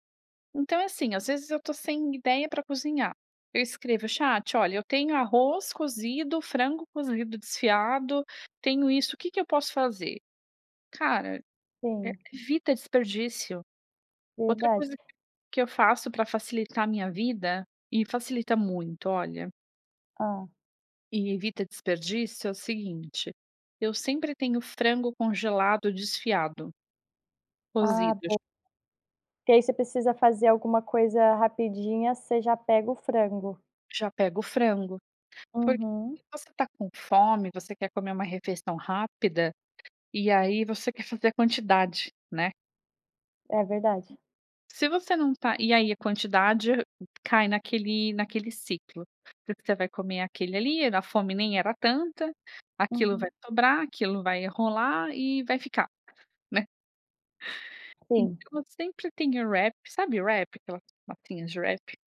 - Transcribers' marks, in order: none
- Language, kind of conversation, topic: Portuguese, podcast, Que dicas você dá para reduzir o desperdício de comida?